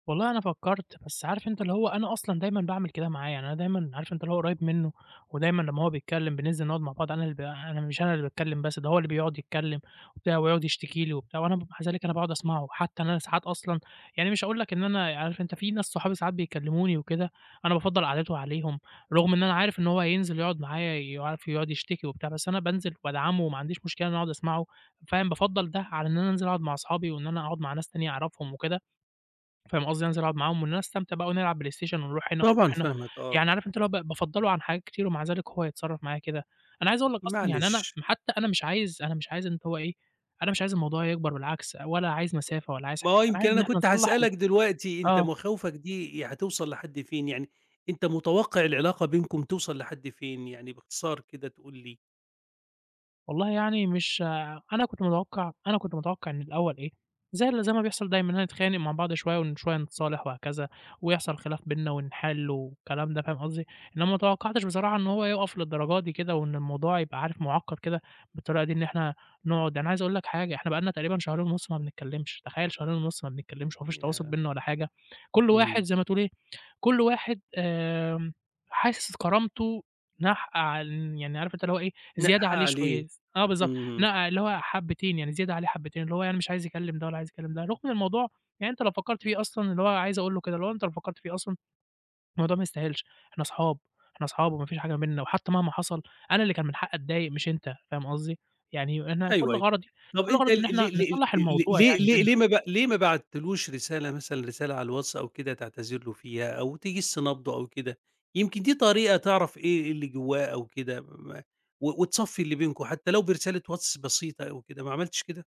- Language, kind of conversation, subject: Arabic, advice, إيه اللي حصل في آخر خناقة بينك وبين صاحبك المقرّب؟
- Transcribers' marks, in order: unintelligible speech; tapping